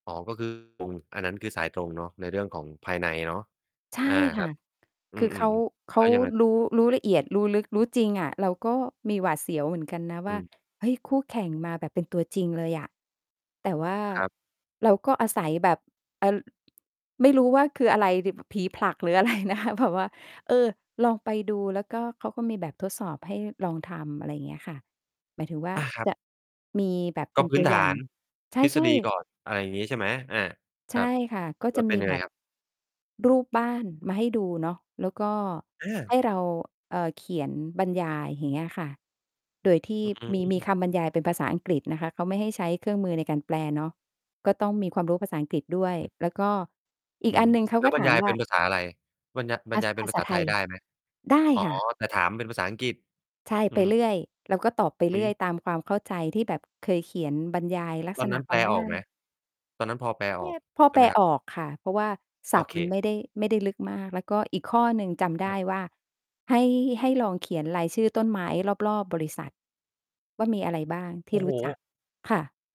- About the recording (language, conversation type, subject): Thai, podcast, คุณได้เรียนรู้อะไรหนึ่งอย่างจากการเปลี่ยนงานครั้งล่าสุดของคุณ?
- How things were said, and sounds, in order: distorted speech; tapping; other background noise; laughing while speaking: "อะไรนะคะ ?"; mechanical hum